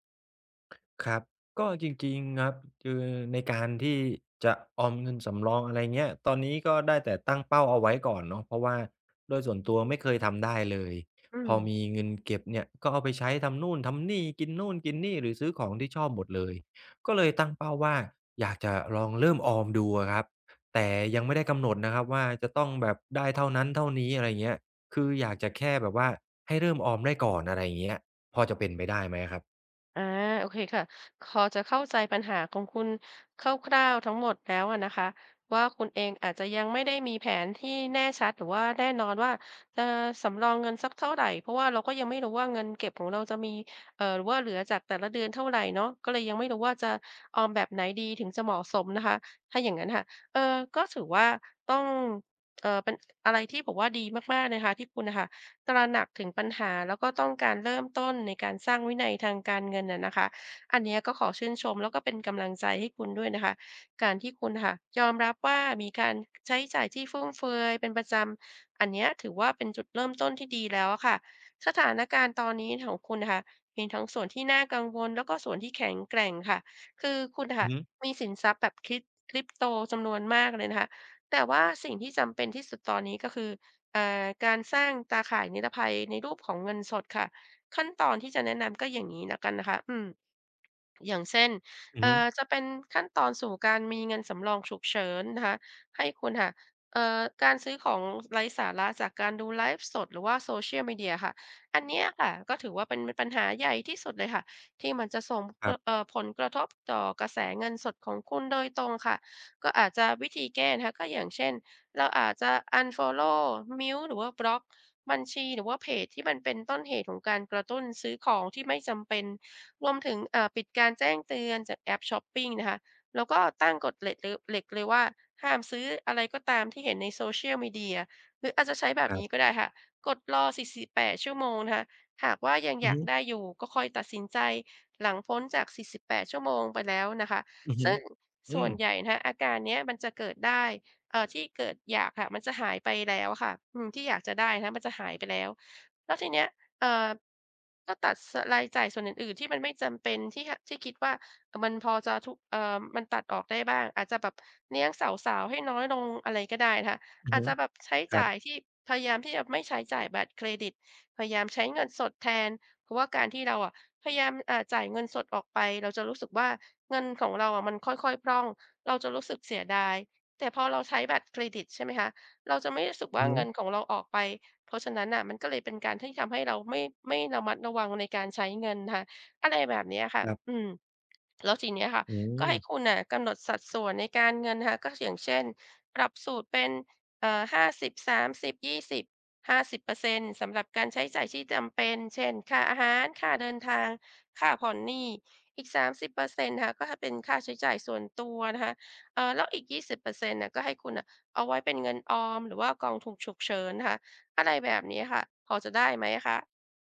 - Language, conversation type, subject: Thai, advice, ฉันควรเริ่มออมเงินสำหรับเหตุฉุกเฉินอย่างไรดี?
- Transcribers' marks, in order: other background noise; tapping; other noise; background speech